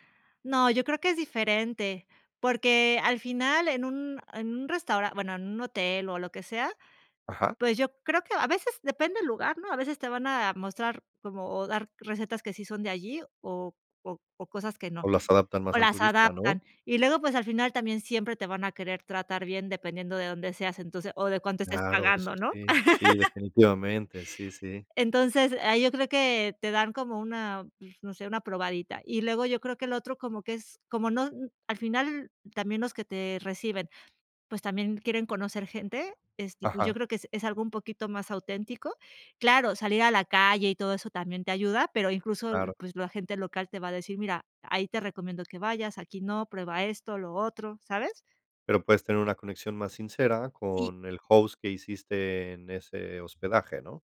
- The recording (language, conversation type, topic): Spanish, podcast, ¿Qué haces para conocer gente nueva cuando viajas solo?
- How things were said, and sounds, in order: laugh